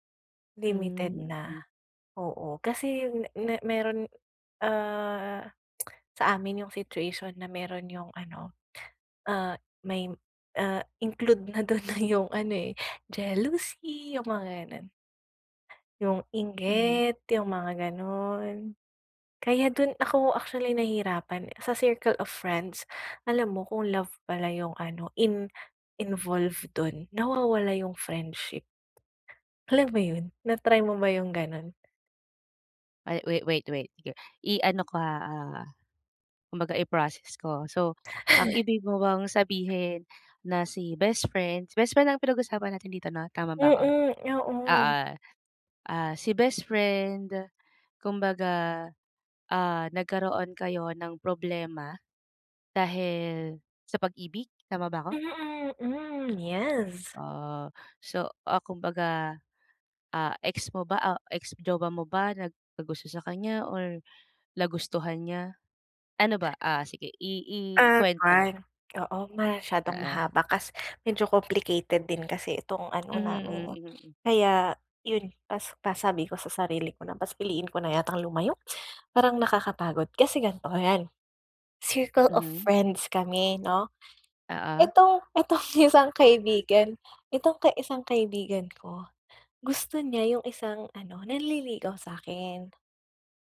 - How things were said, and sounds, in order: tsk; laughing while speaking: "do'n na 'yong"; tapping; other background noise; scoff; sniff; sniff
- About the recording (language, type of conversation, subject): Filipino, advice, Paano ko pipiliin ang tamang gagawin kapag nahaharap ako sa isang mahirap na pasiya?